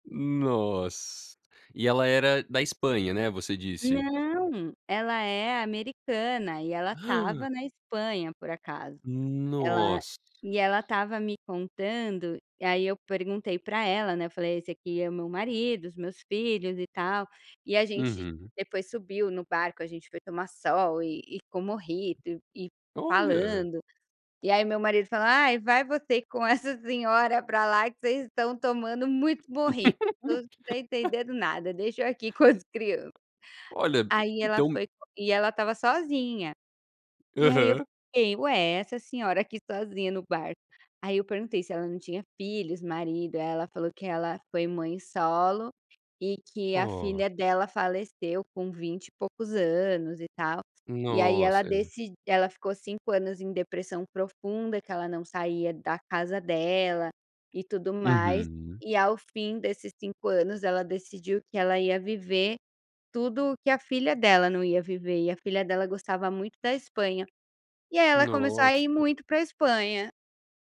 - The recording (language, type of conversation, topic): Portuguese, podcast, Como construir uma boa rede de contatos?
- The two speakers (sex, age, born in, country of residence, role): female, 35-39, Brazil, Portugal, guest; male, 18-19, United States, United States, host
- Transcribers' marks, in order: gasp; laugh; tapping; unintelligible speech